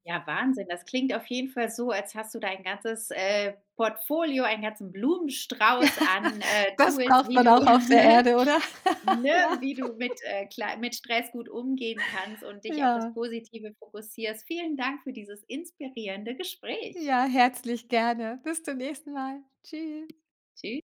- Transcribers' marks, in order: laughing while speaking: "Ja"; laugh; in English: "Tools"; chuckle; laugh; laughing while speaking: "Ja"; giggle
- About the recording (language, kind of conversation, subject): German, podcast, Wie gelingt es dir, trotz Stress kleine Freuden wahrzunehmen?